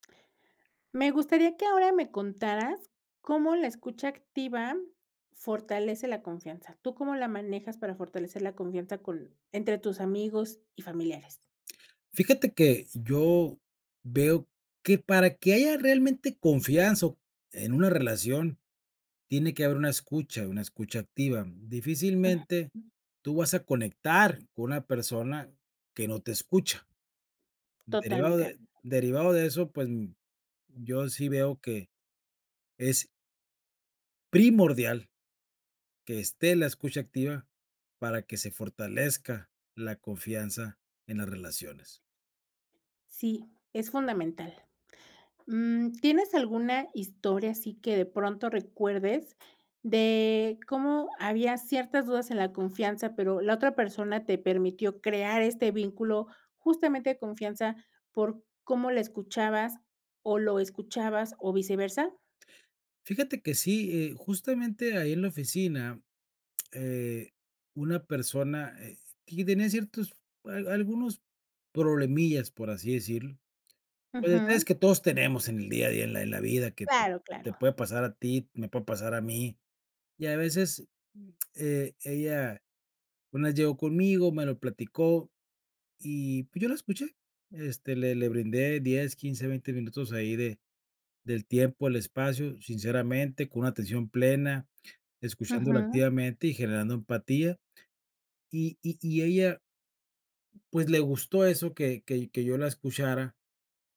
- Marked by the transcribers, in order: other noise
- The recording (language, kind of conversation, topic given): Spanish, podcast, ¿Cómo usar la escucha activa para fortalecer la confianza?